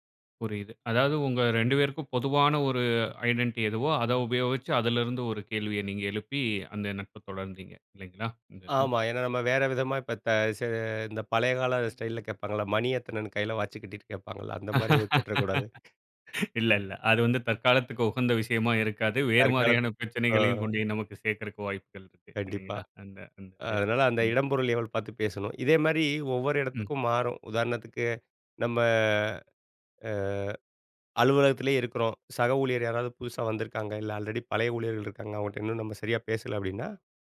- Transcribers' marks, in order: in English: "ஐடென்ட்டி"; in English: "ஸ்டைல்ல"; laugh; other noise; "விஷயமா" said as "விஷியமா"; "கொண்டு போய்" said as "கொண்டோய்"; drawn out: "நம்ம அ"; in English: "ஆல்ரெடி"
- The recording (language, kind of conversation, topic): Tamil, podcast, சின்ன உரையாடலை எப்படித் தொடங்குவீர்கள்?